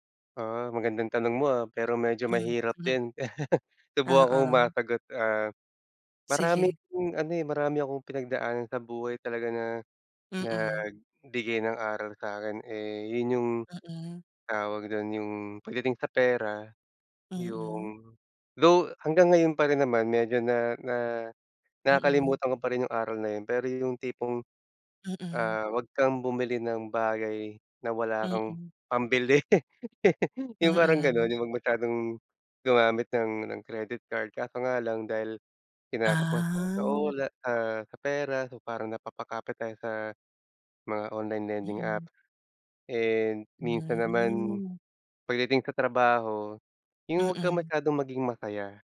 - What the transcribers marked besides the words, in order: chuckle; laugh; drawn out: "Ah"; drawn out: "Hmm"
- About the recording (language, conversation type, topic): Filipino, unstructured, Ano ang pinakamahirap na aral na natutunan mo sa buhay?